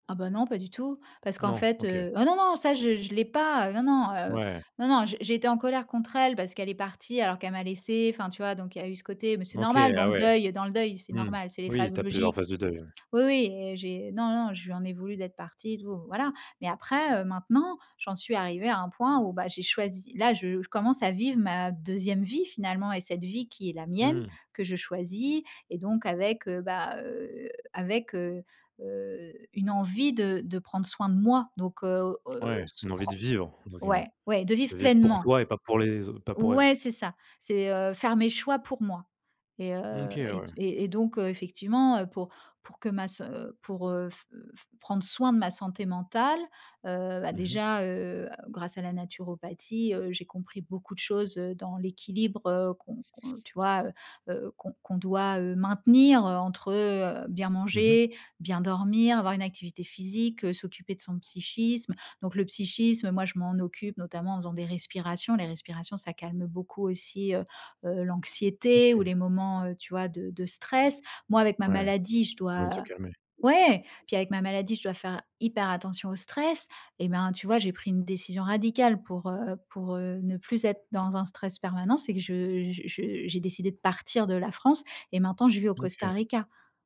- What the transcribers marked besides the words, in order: stressed: "vivre"; stressed: "pleinement"; other background noise
- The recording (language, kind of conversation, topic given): French, podcast, Comment priorises-tu ta santé mentale au quotidien ?